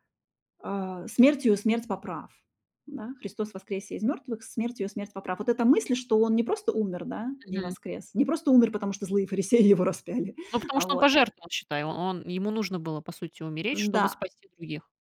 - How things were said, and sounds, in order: laughing while speaking: "не просто умер, потому что злые фарисеи его распяли"; other background noise
- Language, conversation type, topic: Russian, podcast, Какие истории формируют нашу идентичность?
- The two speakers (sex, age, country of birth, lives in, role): female, 30-34, Russia, South Korea, host; female, 40-44, Russia, Hungary, guest